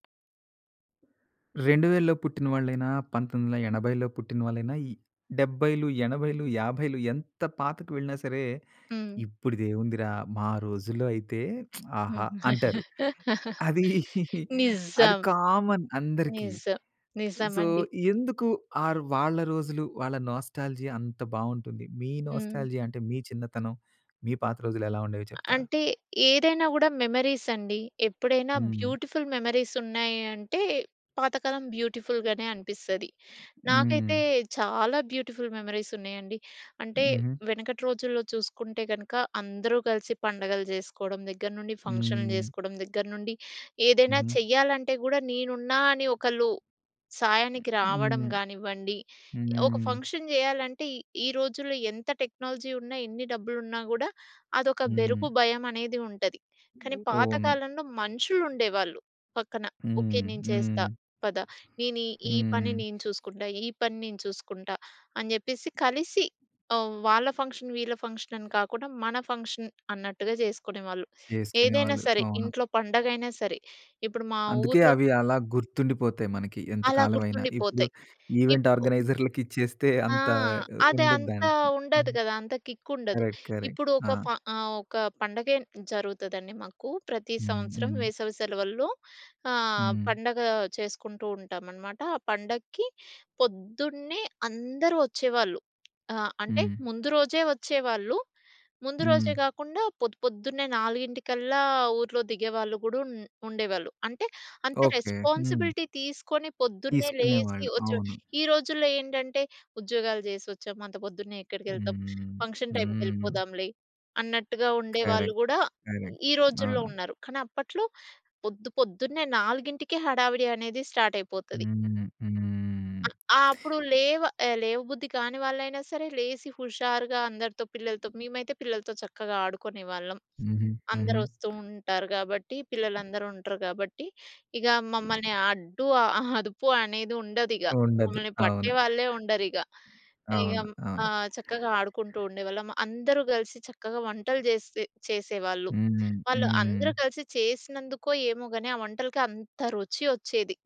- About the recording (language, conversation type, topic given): Telugu, podcast, నోస్టాల్జియా మనకు సాంత్వనగా ఎందుకు అనిపిస్తుంది?
- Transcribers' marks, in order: tapping; chuckle; stressed: "నిజం"; lip smack; chuckle; in English: "కామన్"; in English: "సో"; in English: "నోస్టాల్జియా"; in English: "నోస్టాల్జియా"; in English: "మెమరీస్"; in English: "బ్యూటిఫుల్ మెమరీస్"; in English: "బ్యూటిఫుల్‌గానే"; in English: "బ్యూటిఫుల్ మెమరీస్"; other noise; in English: "ఫంక్షన్"; in English: "టెక్నాలజీ"; in English: "ఫంక్షన్"; in English: "ఫంక్షన్"; in English: "ఫంక్షన్"; in English: "ఈవెంట్ ఆర్గనైజర్‌లకి"; in English: "కిక్"; in English: "కరెక్ట్. కరెక్ట్"; in English: "రెస్పాన్సిబిలిటీ"; in English: "ఫంక్షన్ టైమ్‌కి"; in English: "కరెక్ట్. కరెక్ట్"; in English: "స్టార్ట్"